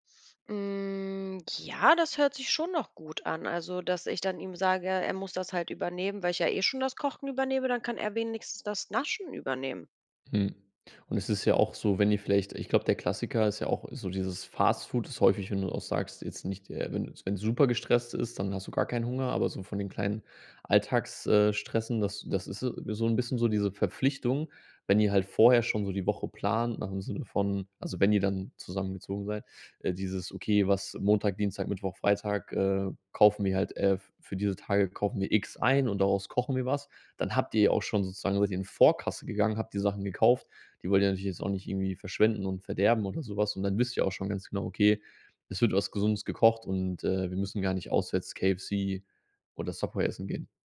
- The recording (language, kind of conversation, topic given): German, advice, Wie fühlt sich dein schlechtes Gewissen an, nachdem du Fastfood oder Süßigkeiten gegessen hast?
- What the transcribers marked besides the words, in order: drawn out: "Hm"